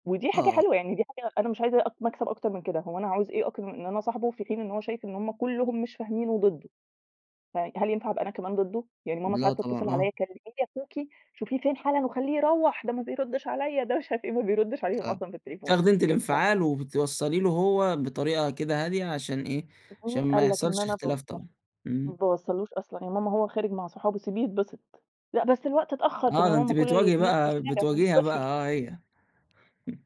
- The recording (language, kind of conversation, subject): Arabic, podcast, إزاي أتكلم مع المراهقين من غير ما الموضوع يبقى مواجهة؟
- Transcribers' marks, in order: none